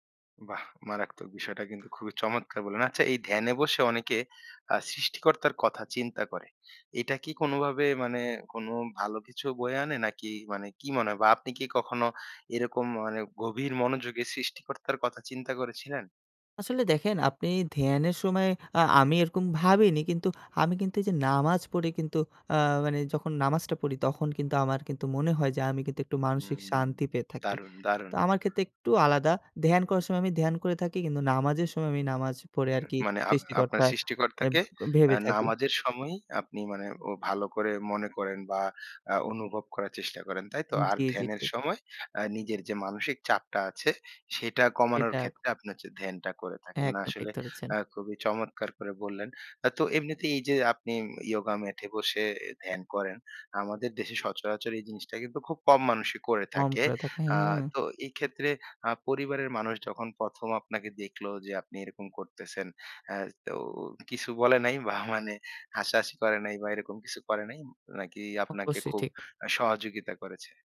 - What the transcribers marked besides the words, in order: in English: "yoga mat"; laughing while speaking: "বা মানে"
- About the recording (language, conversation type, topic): Bengali, podcast, স্ট্রেসের মুহূর্তে আপনি কোন ধ্যানকৌশল ব্যবহার করেন?